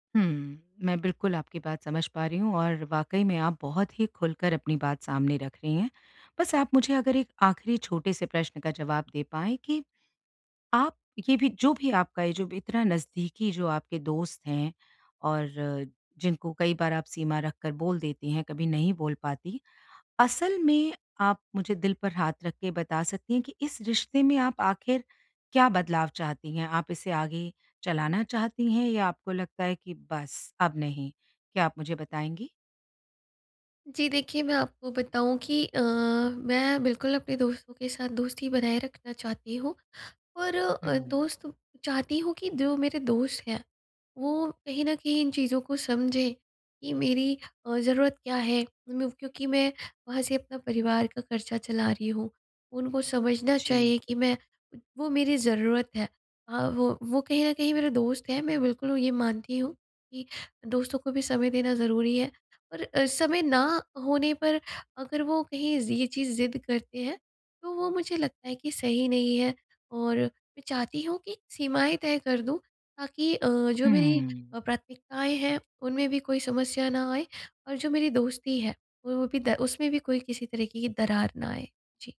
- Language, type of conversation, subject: Hindi, advice, मैं दोस्तों के साथ सीमाएँ कैसे तय करूँ?
- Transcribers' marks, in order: none